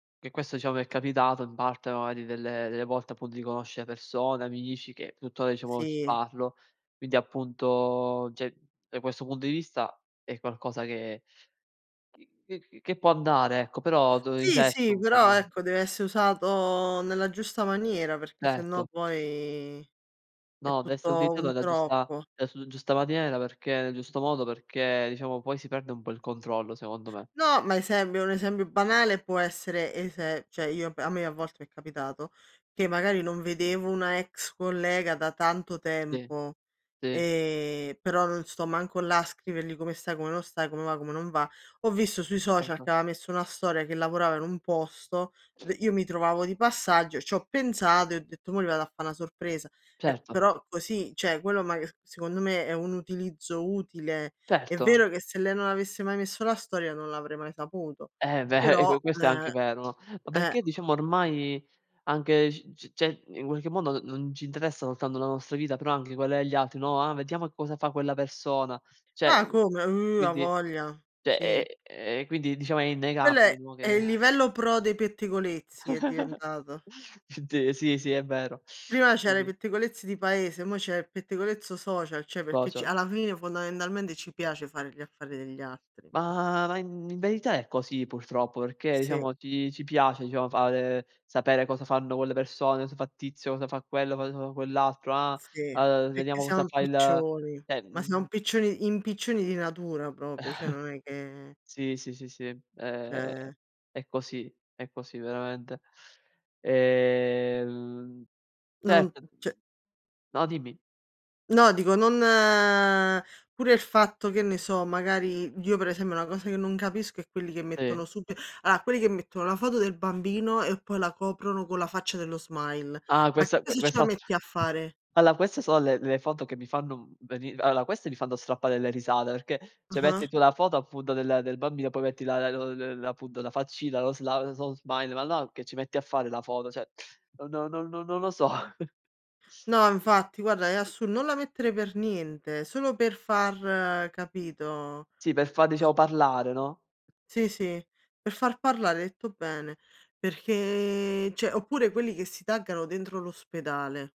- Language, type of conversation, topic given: Italian, unstructured, Come pensi che i social media influenzino il nostro umore?
- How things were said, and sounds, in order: "diciamo" said as "ciamo"; "cioè" said as "ceh"; drawn out: "poi"; unintelligible speech; "cioè" said as "ceh"; other background noise; "cioè" said as "ceh"; tapping; "cioè" said as "ceh"; drawn out: "Oh"; "Cioè" said as "ceh"; "cioè" said as "ceh"; chuckle; "cioè" said as "ceh"; other noise; drawn out: "Ma"; "cioè" said as "ceh"; "proprio" said as "propio"; chuckle; drawn out: "ehm"; "cioè" said as "ceh"; drawn out: "non"; "allora" said as "alla"; in English: "smile"; "allora" said as "alloa"; "allora" said as "alloa"; "Cioè" said as "ceh"; laughing while speaking: "so"; chuckle; "infatti" said as "nfatti"; "cioè" said as "ceh"; in English: "taggano"